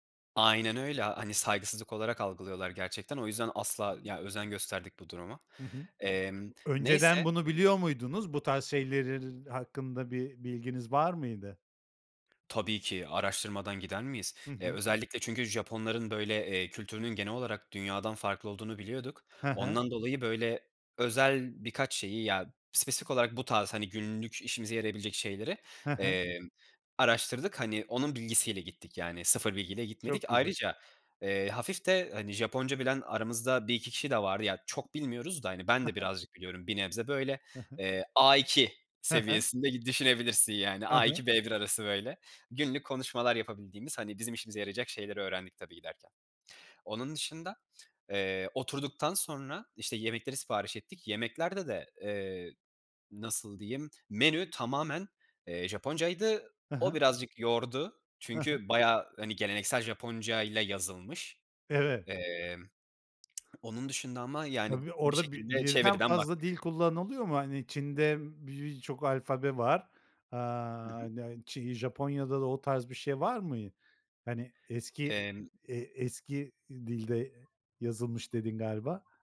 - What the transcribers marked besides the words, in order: other background noise; swallow; unintelligible speech
- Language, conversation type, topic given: Turkish, podcast, En unutamadığın seyahat maceranı anlatır mısın?
- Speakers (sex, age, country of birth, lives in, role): male, 20-24, Turkey, Italy, guest; male, 55-59, Turkey, Spain, host